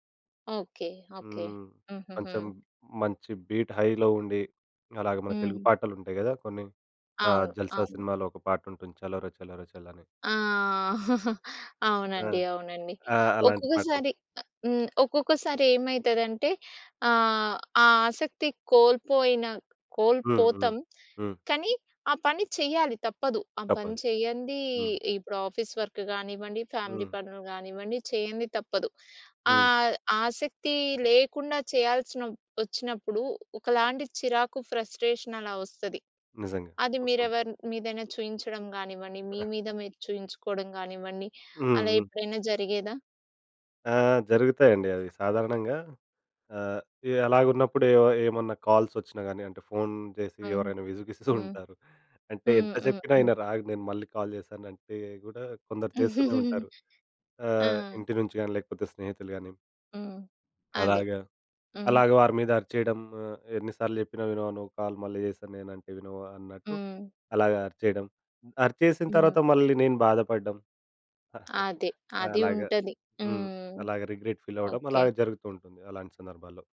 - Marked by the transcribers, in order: in English: "బీట్, హైలో"; tapping; chuckle; hiccup; in English: "ఆఫీస్ వర్క్"; in English: "ఫ్యామిలీ"; in English: "ఫ్రస్ట్రేషన్"; chuckle; other background noise; in English: "కాల్స్"; chuckle; in English: "కాల్"; chuckle; in English: "కాల్"; other noise; chuckle; in English: "రిగ్రెట్ ఫీల్"
- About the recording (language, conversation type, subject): Telugu, podcast, ఆసక్తి కోల్పోతే మీరు ఏ చిట్కాలు ఉపయోగిస్తారు?